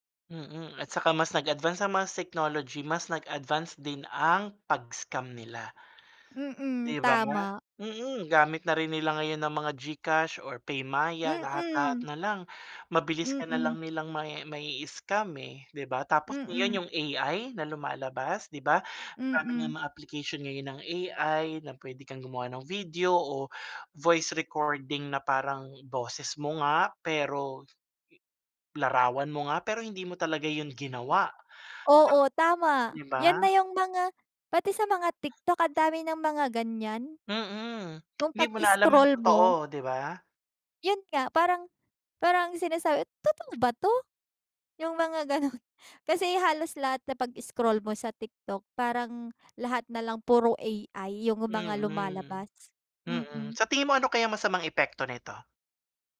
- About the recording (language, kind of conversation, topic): Filipino, unstructured, Paano nakakaapekto ang teknolohiya sa iyong trabaho o pag-aaral?
- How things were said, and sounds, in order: stressed: "pag-scam"; tapping; other background noise; background speech; laughing while speaking: "gano'n"